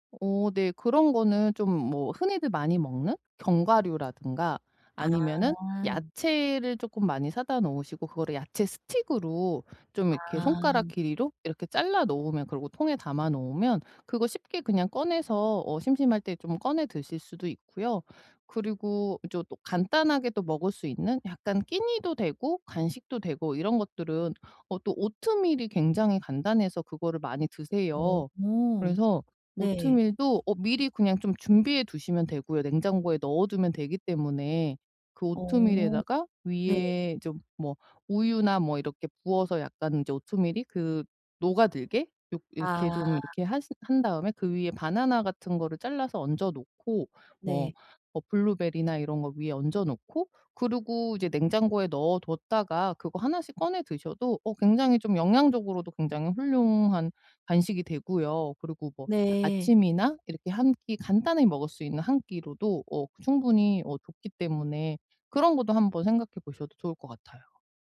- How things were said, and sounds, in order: other background noise; "이제" said as "이조"; tapping
- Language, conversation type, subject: Korean, advice, 바쁜 일정 속에서 건강한 식사를 꾸준히 유지하려면 어떻게 해야 하나요?